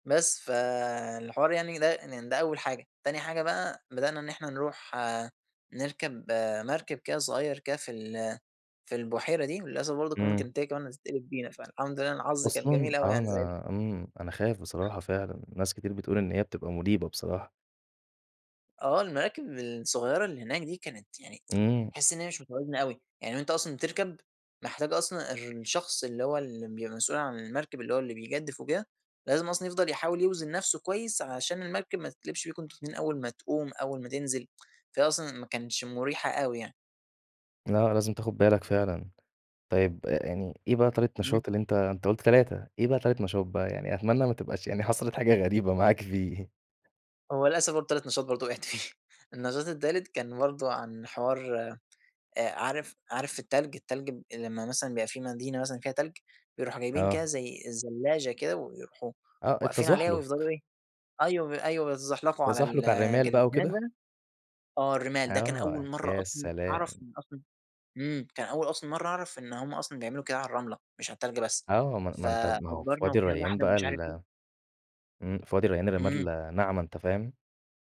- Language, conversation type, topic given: Arabic, podcast, إيه أجمل مكان طبيعي زرته قبل كده، وليه ساب فيك أثر؟
- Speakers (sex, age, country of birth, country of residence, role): male, 20-24, Egypt, Egypt, guest; male, 20-24, Egypt, Egypt, host
- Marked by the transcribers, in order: other background noise; tsk; tsk; laughing while speaking: "يعني حصلت حاجة غريبة معاك فيه"; tapping; laughing while speaking: "وقعت فيه"; unintelligible speech